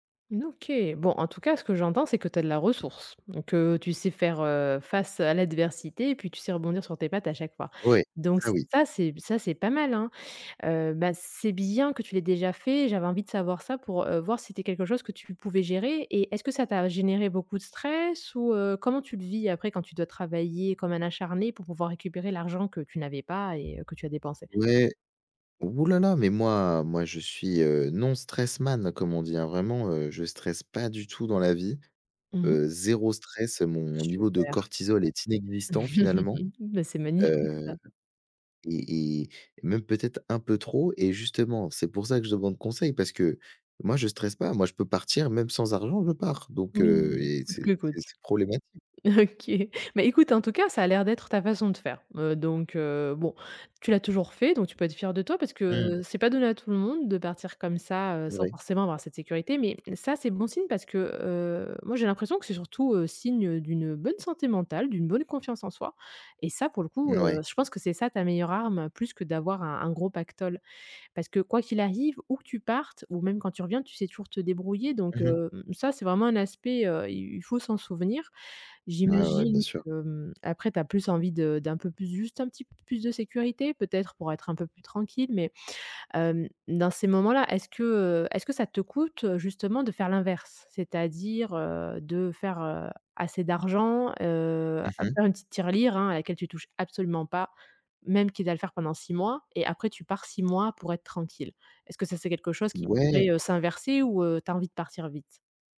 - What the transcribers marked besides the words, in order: stressed: "stress"; tapping; in English: "man"; chuckle; laughing while speaking: "OK"; other background noise
- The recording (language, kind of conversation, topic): French, advice, Comment décrire une décision financière risquée prise sans garanties ?